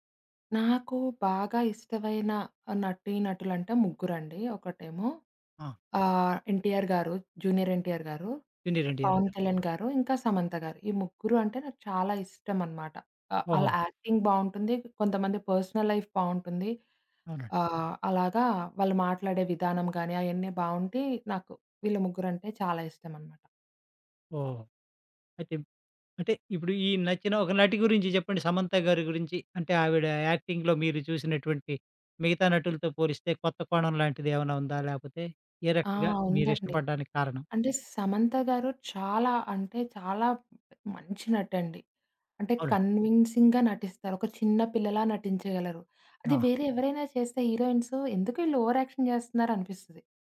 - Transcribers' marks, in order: other background noise; in English: "యాక్టింగ్"; in English: "పర్సనల్ లైఫ్"; in English: "యాక్టింగ్‌లో"; in English: "కన్విన్సింగ్‌గా"; in English: "హీరోయిన్స్"; in English: "ఓవర్‌యాక్షన్"
- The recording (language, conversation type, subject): Telugu, podcast, మీకు ఇష్టమైన నటుడు లేదా నటి గురించి మీరు మాట్లాడగలరా?